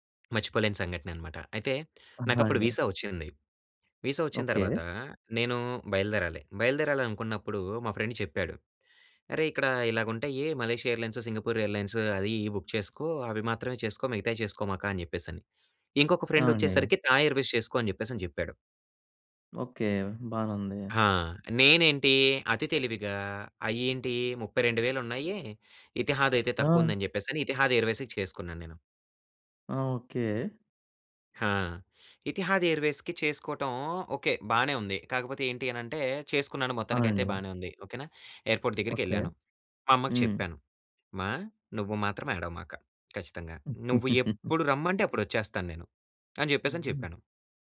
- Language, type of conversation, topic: Telugu, podcast, మొదటిసారి ఒంటరిగా ప్రయాణం చేసినప్పుడు మీ అనుభవం ఎలా ఉండింది?
- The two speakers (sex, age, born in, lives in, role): male, 20-24, India, India, host; male, 25-29, India, Finland, guest
- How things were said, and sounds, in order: in English: "వీసా"; in English: "వీసా"; in English: "ఫ్రెండ్"; in English: "ఎయిర్‌లైన్స్"; in English: "ఎయిర్‌లైన్స్"; in English: "బుక్"; in English: "ఫ్రెండ్"; in English: "థాయ్ ఎయిర్‌వేస్"; in English: "ఎయిర్‌వేస్‌కి"; in English: "ఎయిర్‌పోర్ట్"; laugh